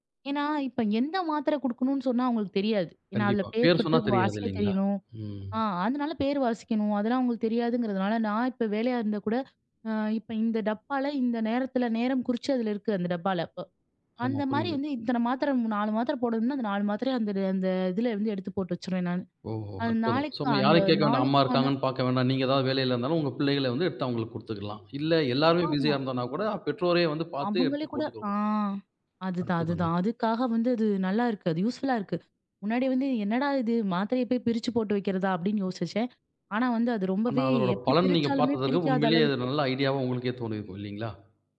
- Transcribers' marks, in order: "போட்டு" said as "பட்டு"; in English: "பிஸியா"; in English: "யூஸ்ஃபுல்லா"; other noise
- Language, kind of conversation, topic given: Tamil, podcast, வயதான பெற்றோரைப் பராமரிக்கும் போது, நீங்கள் எல்லைகளை எவ்வாறு நிர்ணயிப்பீர்கள்?